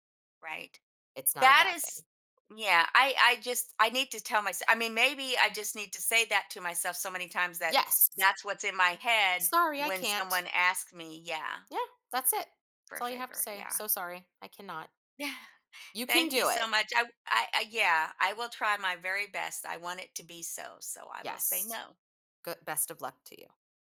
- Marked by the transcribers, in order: none
- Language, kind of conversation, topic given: English, advice, How can I say no without feeling guilty?